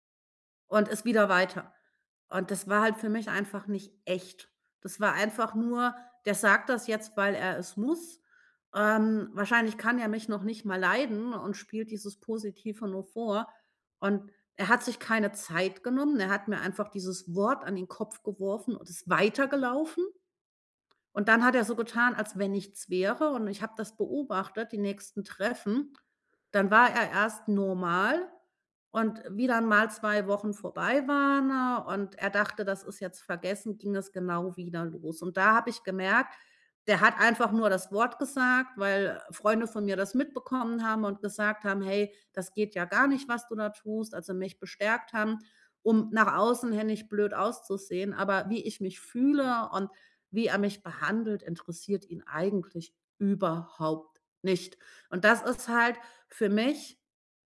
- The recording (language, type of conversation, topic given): German, podcast, Wie entschuldigt man sich so, dass es echt rüberkommt?
- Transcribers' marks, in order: other background noise